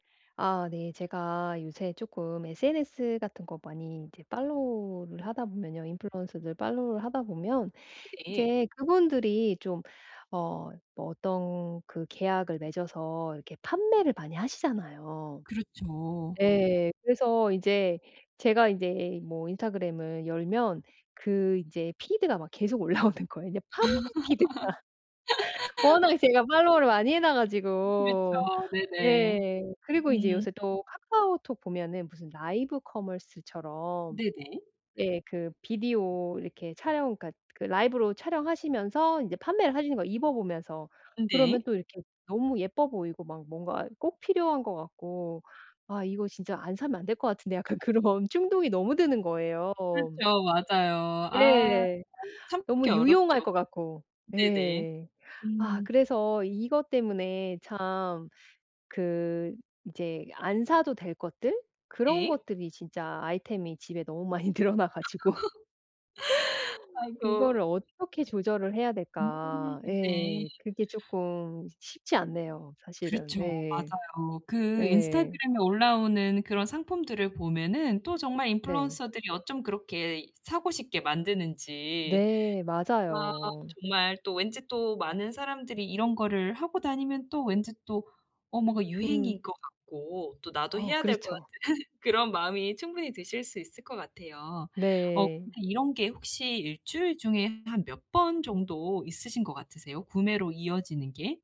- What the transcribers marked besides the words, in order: put-on voice: "팔로우를"; put-on voice: "팔로우를"; other background noise; laughing while speaking: "올라오는 거예요"; laughing while speaking: "피드가"; laugh; put-on voice: "follow를"; put-on voice: "라이브 커머스처럼"; laughing while speaking: "약간 그런"; laughing while speaking: "많이 늘어나 가지고"; laugh; laughing while speaking: "같은"
- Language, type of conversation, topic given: Korean, advice, 충동구매 욕구를 어떻게 인식하고 효과적으로 통제할 수 있을까요?